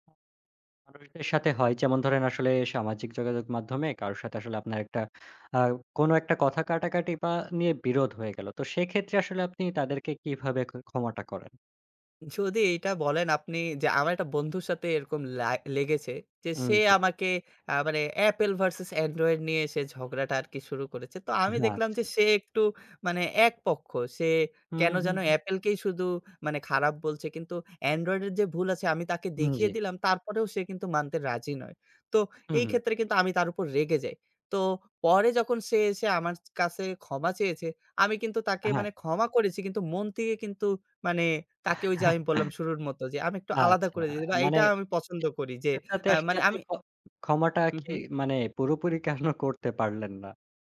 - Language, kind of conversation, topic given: Bengali, podcast, আপনি কীভাবে ক্ষমা চান বা কাউকে ক্ষমা করেন?
- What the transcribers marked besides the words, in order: other background noise; chuckle; unintelligible speech; chuckle